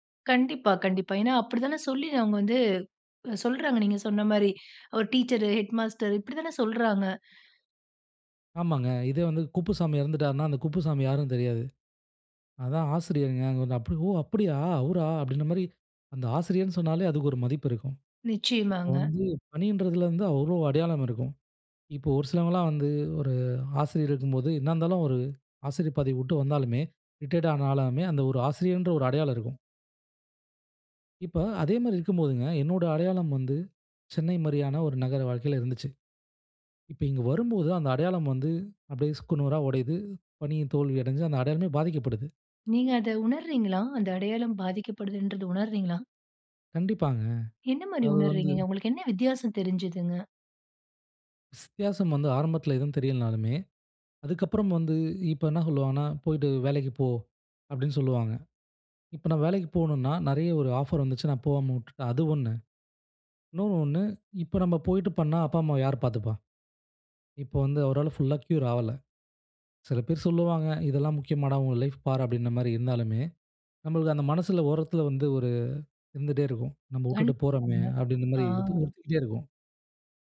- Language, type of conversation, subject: Tamil, podcast, பணியில் தோல்வி ஏற்பட்டால் உங்கள் அடையாளம் பாதிக்கப்படுமா?
- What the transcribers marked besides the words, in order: surprised: "ஓ அப்டியா! அவுரா அப்டின்ற மாரி … அவ்ளோ அடையாளம் இருக்கும்"; in English: "ரிட்டயர்ட்"; in English: "ஆஃபர்"; in English: "ஃபுல்அ கியூர்"; "ஆகல" said as "ஆவல"; unintelligible speech